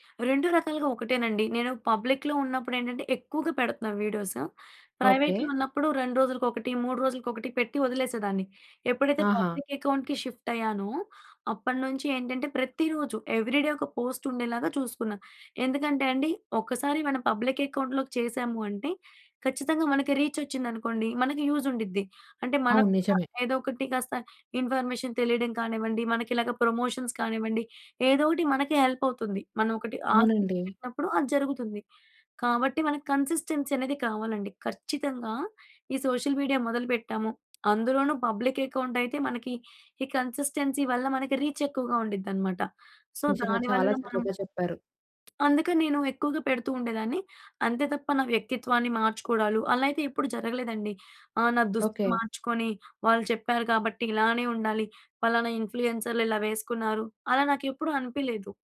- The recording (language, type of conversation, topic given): Telugu, podcast, పబ్లిక్ లేదా ప్రైవేట్ ఖాతా ఎంచుకునే నిర్ణయాన్ని మీరు ఎలా తీసుకుంటారు?
- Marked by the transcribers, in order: in English: "పబ్లిక్‌లో"; in English: "ప్రైవేట్‍లో"; in English: "పబ్లిక్ అకౌంట్‌కి షిఫ్ట్"; in English: "ఎవ్రీ డే"; in English: "పోస్ట్"; in English: "పబ్లిక్ అకౌంట్‍లోకి"; in English: "రీచ్"; in English: "యూజ్"; in English: "ఇన్ఫర్మేషన్"; in English: "ప్రమోషన్స్"; in English: "హెల్ప్"; in English: "కన్సిస్టెన్సీ"; in English: "సోషల్ మీడియా"; tapping; in English: "పబ్లిక్"; in English: "కన్సిస్టెన్సీ"; in English: "రీచ్"; in English: "సో"